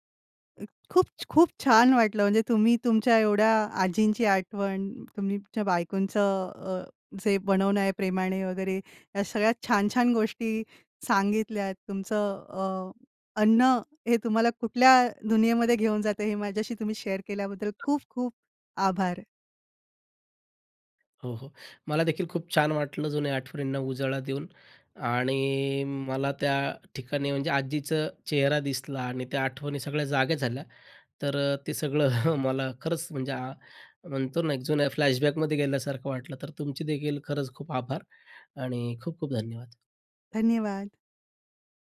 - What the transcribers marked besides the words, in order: tapping; other background noise; in English: "शेअर"; other noise; laughing while speaking: "सगळं"; in English: "फ्लॅशबॅक"
- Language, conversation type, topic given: Marathi, podcast, कुठल्या अन्नांमध्ये आठवणी जागवण्याची ताकद असते?